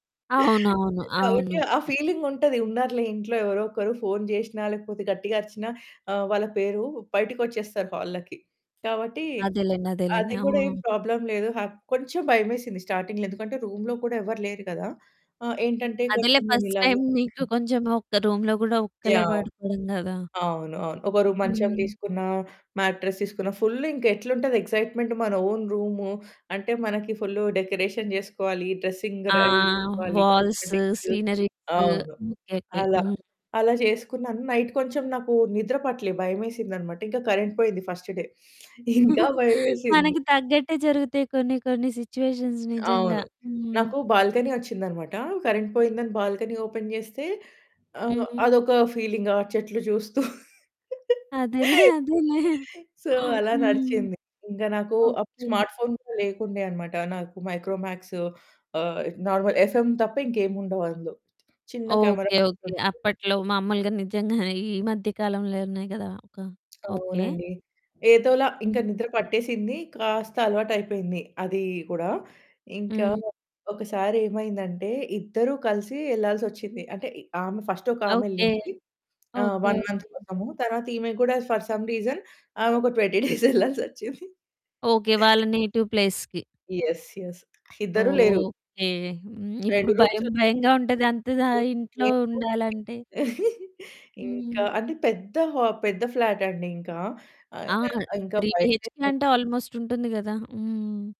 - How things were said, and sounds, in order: static; chuckle; in English: "హాల్‌లోకి"; in English: "ప్రాబ్లమ్"; in English: "స్టార్టింగ్‌లో"; in English: "రూమ్‌లో"; distorted speech; in English: "ఫస్ట్ టైమ్"; other background noise; in English: "రూమ్‌లో"; in English: "మ్యాట్రెస్"; in English: "ఫుల్"; in English: "ఎక్సైట్మెంట్"; in English: "ఓన్"; in English: "డెకరేషన్"; in English: "డ్రెస్సింగ్ రెడీ"; in English: "వాల్స్, సీనరీస్"; in English: "కాస్మెటిక్స్"; in English: "నైట్"; in English: "కరెంట్"; chuckle; in English: "ఫస్ట్ డే"; laughing while speaking: "ఇంకా భయమేసింది"; in English: "సిట్యుయేషన్స్"; in English: "బాల్కనీ"; in English: "కరెంట్"; in English: "బాల్కనీ ఓపెన్"; in English: "ఫీలింగ్"; laugh; in English: "సో"; laughing while speaking: "అదేలే"; in English: "స్మార్ట్ ఫోన్"; in English: "మైక్రోమ్యాక్స్"; in English: "నార్మల్, ఎఫ్‌ఎమ్"; in English: "కెమెరా"; in English: "ఫస్ట్"; in English: "వన్ మంత్"; in English: "ఫర్ సమ్ రీజన్"; in English: "ట్వెంటీ డేస్"; laughing while speaking: "డేస్ వెళ్ళాల్సొచ్చింది"; laugh; in English: "నేటివ్ ప్లేస్‌కి"; in English: "యెస్, యెస్"; in English: "రూమ్స్‌లో"; unintelligible speech; chuckle; unintelligible speech; in English: "త్రీ బీహెచ్‌కే"; in English: "ఆల్మోస్ట్"
- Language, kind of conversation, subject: Telugu, podcast, మీ మొట్టమొదటి ఒంటరి రాత్రి మీకు ఎలా అనిపించింది?